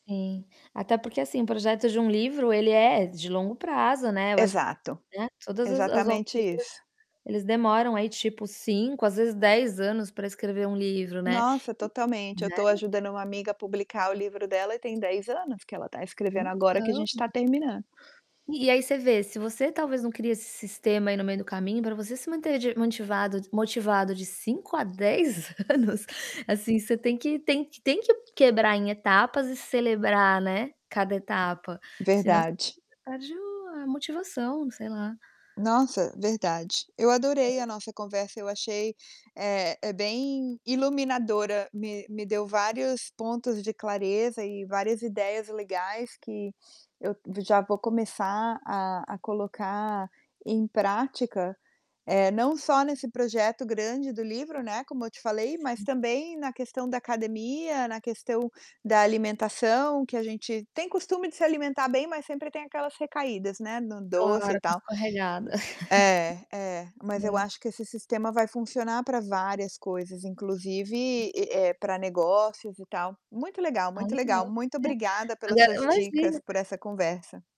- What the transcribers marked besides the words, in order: distorted speech; tapping; laughing while speaking: "anos"; static; laugh
- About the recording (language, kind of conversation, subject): Portuguese, advice, Como posso revisar meu progresso regularmente e comemorar pequenas vitórias?